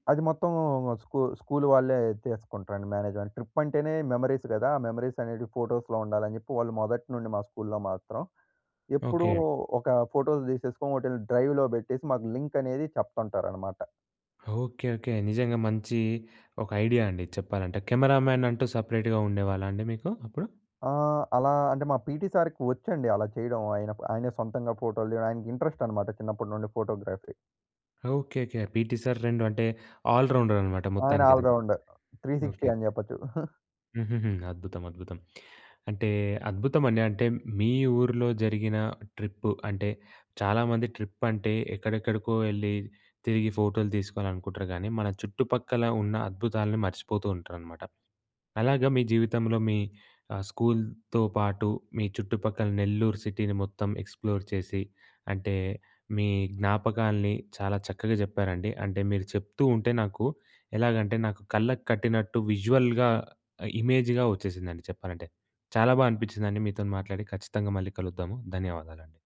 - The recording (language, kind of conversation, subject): Telugu, podcast, నీ ఊరికి వెళ్లినప్పుడు గుర్తుండిపోయిన ఒక ప్రయాణం గురించి చెప్పగలవా?
- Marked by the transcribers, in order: in English: "స్కూ స్కూల్"; in English: "మేనేజ్"; in English: "ట్రిప్"; in English: "మెమరీస్"; in English: "మెమరీస్"; in English: "స్కూల్‌లో"; in English: "డ్రైవ్‌లో"; in English: "లింక్"; in English: "కెమెరామ్యాన్"; in English: "సపరేట్‌గా"; in English: "పీటీ సార్‌కి"; in English: "ఇంట్రెస్ట్"; in English: "ఫోటోగ్రఫీ"; in English: "పీటీ సార్"; in English: "ఆల్ రౌండర్"; in English: "ఆల్ రౌండర్. త్రీ సిక్స్టీ"; chuckle; in English: "ట్రిప్"; in English: "స్కూల్‌తో"; in English: "సిటీని"; in English: "ఎక్స్‌ప్లోర్"; in English: "విజువల్‍గా ఇమేజ్‍గా"